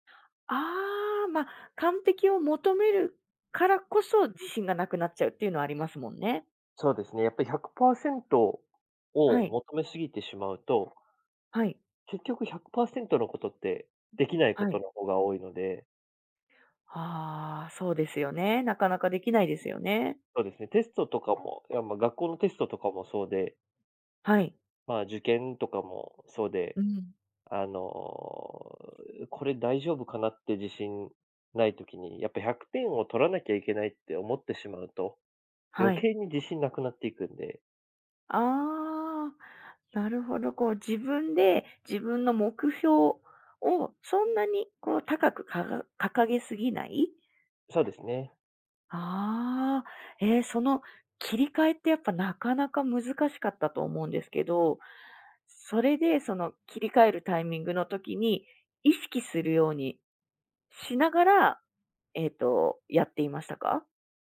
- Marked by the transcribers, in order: other noise; other background noise; tapping
- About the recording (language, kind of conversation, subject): Japanese, podcast, 自信がないとき、具体的にどんな対策をしていますか?